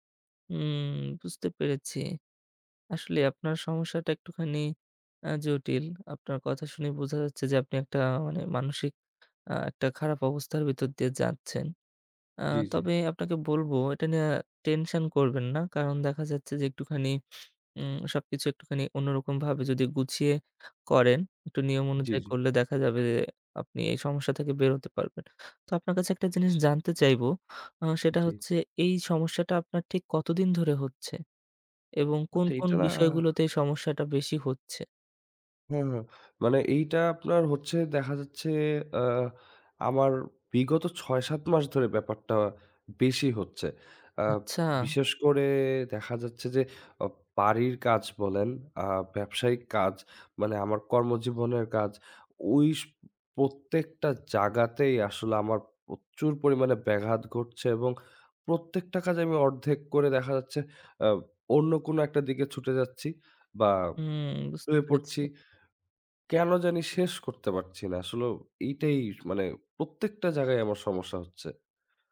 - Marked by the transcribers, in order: other background noise; horn; "জায়গাতেই" said as "জাগাতেই"; "প্রচুর" said as "প্রচচুর"; "জায়গায়" said as "জাগায়"
- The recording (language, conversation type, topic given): Bengali, advice, আধ-সম্পন্ন কাজগুলো জমে থাকে, শেষ করার সময়ই পাই না